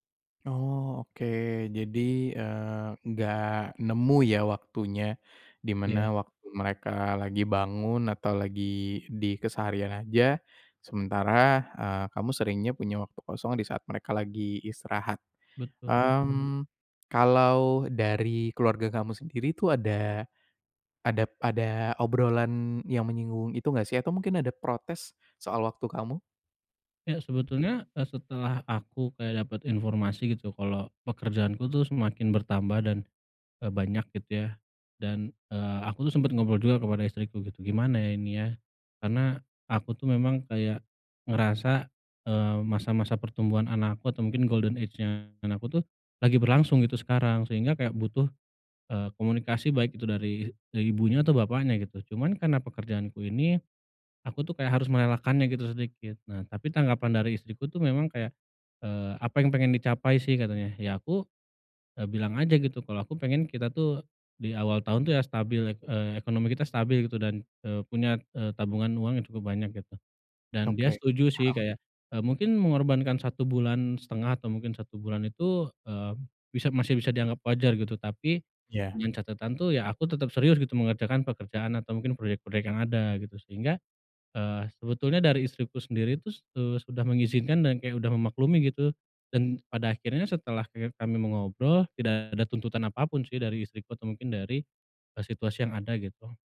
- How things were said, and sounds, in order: other background noise; in English: "golden age-nya"
- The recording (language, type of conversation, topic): Indonesian, advice, Bagaimana cara memprioritaskan waktu keluarga dibanding tuntutan pekerjaan?